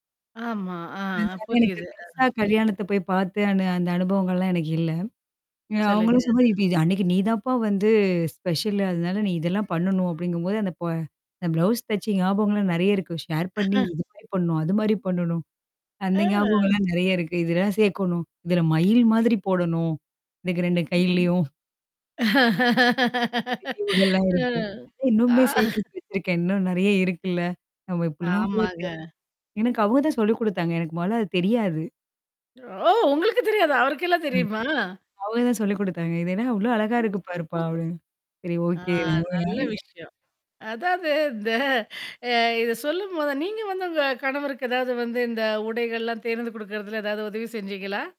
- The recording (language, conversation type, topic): Tamil, podcast, உங்கள் வாழ்க்கை சம்பவங்களோடு தொடர்புடைய நினைவுகள் உள்ள ஆடைகள் எவை?
- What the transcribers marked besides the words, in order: static; distorted speech; other noise; mechanical hum; in English: "ஸ்பெஷல்"; other background noise; in English: "ஷேர்"; chuckle; laughing while speaking: "அ"; tapping; laugh; unintelligible speech; laughing while speaking: "ஓ! உங்களுக்கு தெரியாதா? அவருக்கெல்லாம் தெரியுமா?"; drawn out: "ஓ!"; in English: "ஓகே"; unintelligible speech; laughing while speaking: "அதாவது இந்த அ இத சொல்லும்போத நீங்க வந்து உங்க கணவருக்கு ஏதாவது வந்து இந்த"